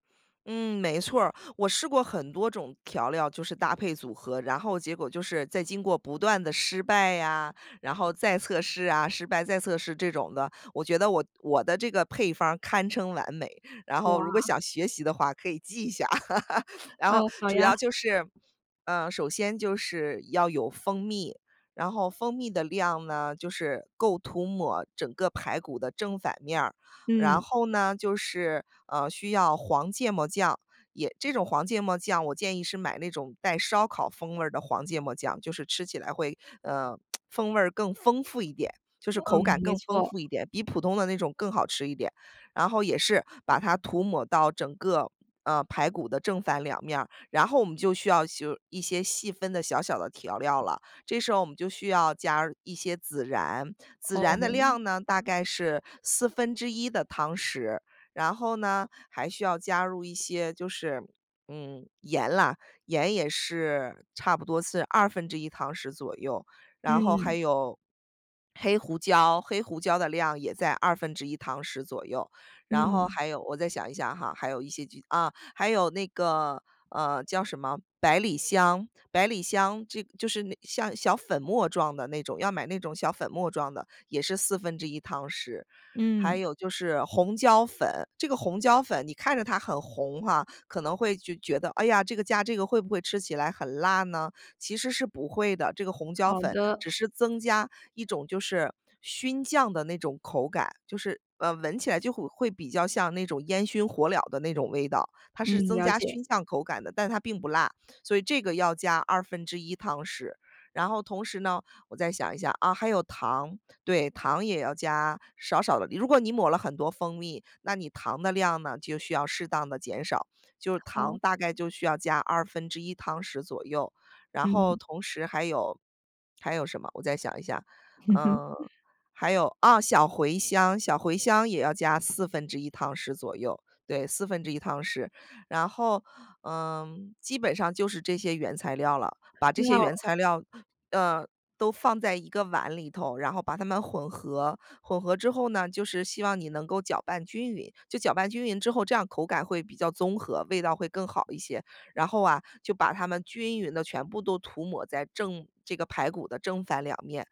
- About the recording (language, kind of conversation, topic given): Chinese, podcast, 你最拿手的一道家常菜是什么？
- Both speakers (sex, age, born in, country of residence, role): female, 25-29, China, France, host; female, 40-44, United States, United States, guest
- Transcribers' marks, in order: chuckle; laugh; lip smack; "修" said as "就"; swallow; laugh